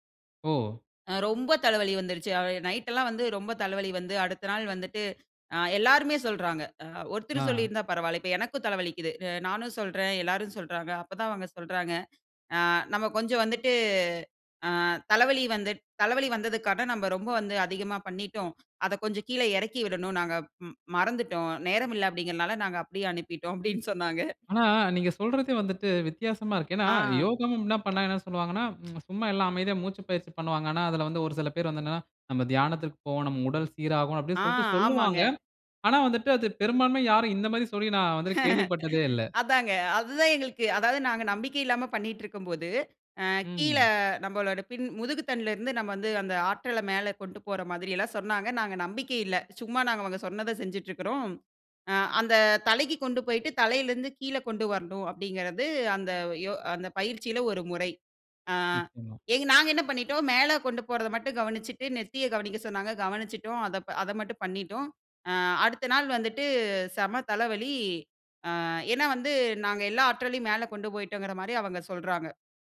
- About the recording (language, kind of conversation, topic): Tamil, podcast, தியானத்துக்கு நேரம் இல்லையெனில் என்ன செய்ய வேண்டும்?
- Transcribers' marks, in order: laughing while speaking: "அப்டீன்னு சொன்னாங்க"; tsk; laugh